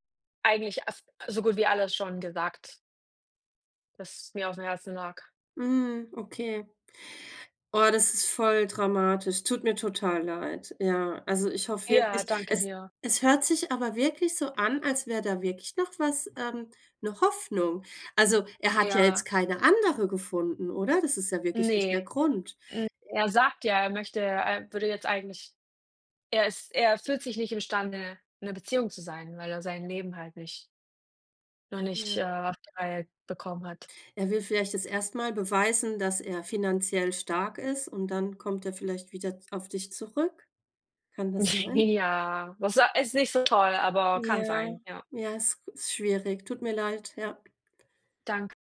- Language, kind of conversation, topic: German, unstructured, Wie zeigst du deinem Partner, dass du ihn schätzt?
- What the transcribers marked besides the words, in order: laughing while speaking: "Ja, was so"; drawn out: "Ja"